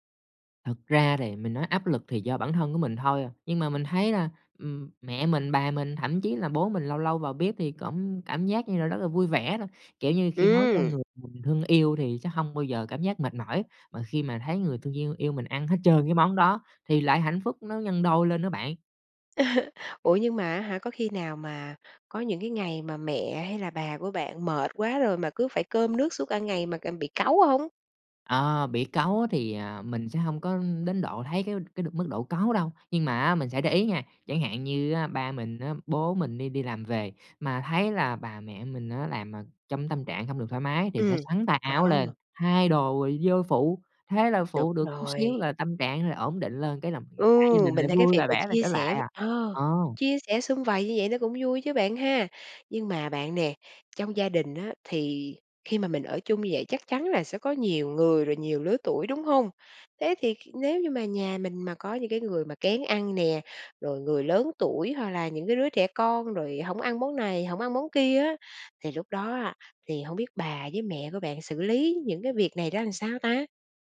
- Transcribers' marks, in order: tapping; chuckle; "làm" said as "ừn"
- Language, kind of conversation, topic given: Vietnamese, podcast, Bạn thường tổ chức bữa cơm gia đình như thế nào?